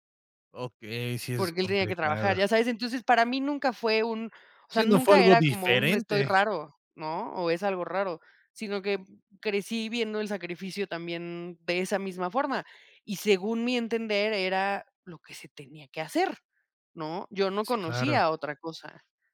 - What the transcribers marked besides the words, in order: none
- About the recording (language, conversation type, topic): Spanish, podcast, ¿Qué consejo le darías a tu yo de hace diez años?